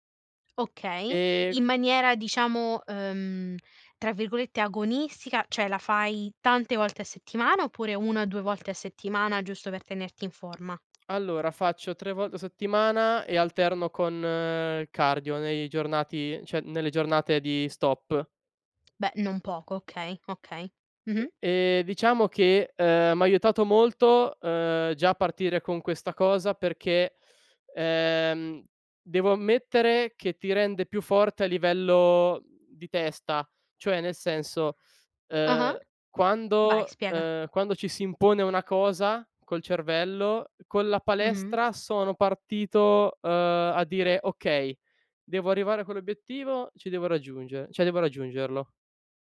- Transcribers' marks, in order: tapping; other background noise; "cioè" said as "ceh"; "cioè" said as "ceh"
- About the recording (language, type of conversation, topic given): Italian, podcast, Come mantieni la motivazione nel lungo periodo?